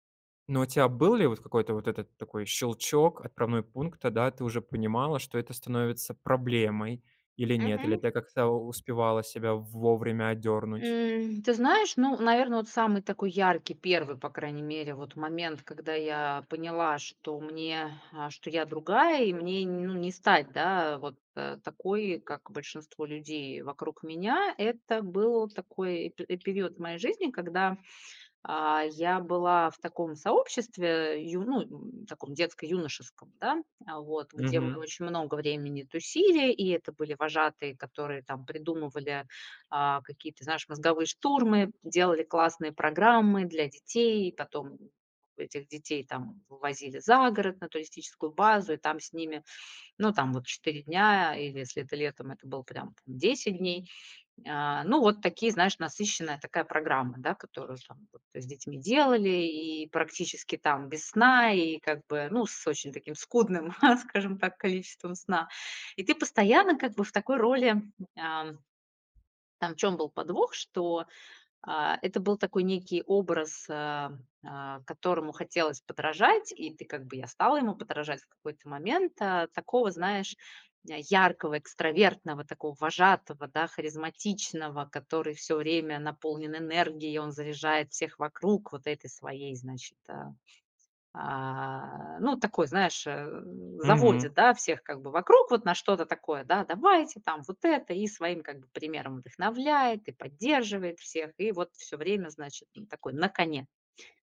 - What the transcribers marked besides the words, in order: chuckle
- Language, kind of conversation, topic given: Russian, podcast, Как вы перестали сравнивать себя с другими?